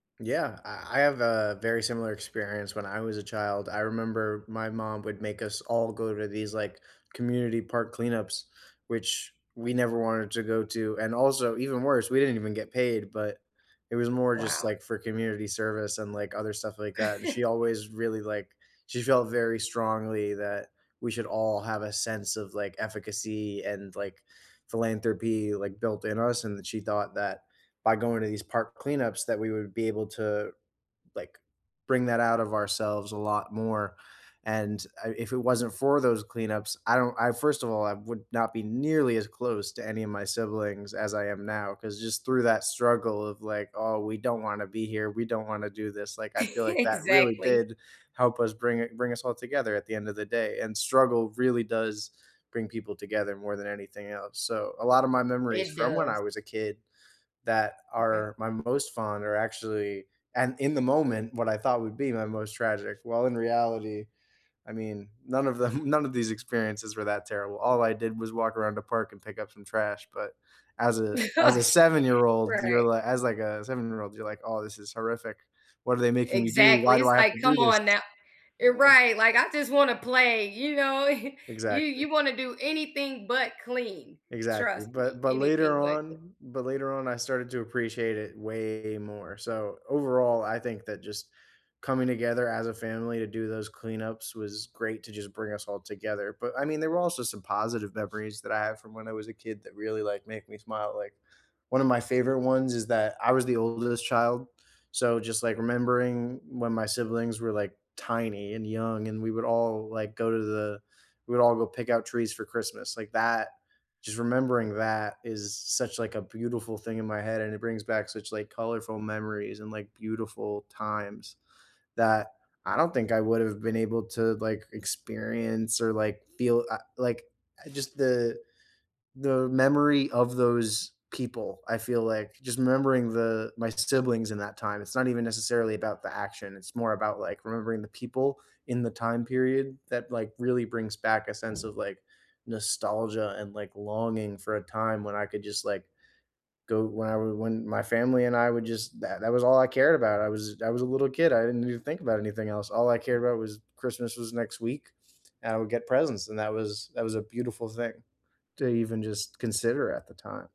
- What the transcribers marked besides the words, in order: laugh; chuckle; laughing while speaking: "them"; laugh; tapping; chuckle; drawn out: "way"; other background noise
- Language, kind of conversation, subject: English, unstructured, What is a happy childhood memory that still makes you smile?
- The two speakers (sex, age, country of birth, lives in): female, 35-39, United States, United States; male, 20-24, United States, United States